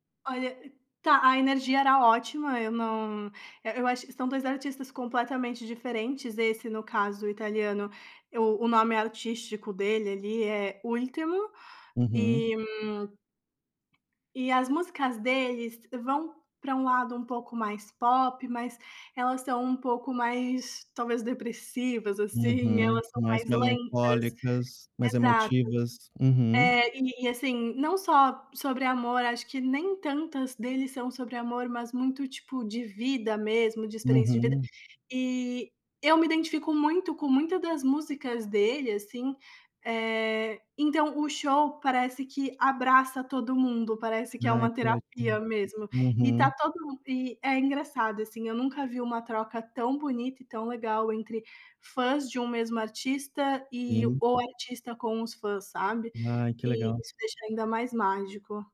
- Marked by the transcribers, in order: other noise; tapping
- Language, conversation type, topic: Portuguese, podcast, Qual show foi inesquecível pra você?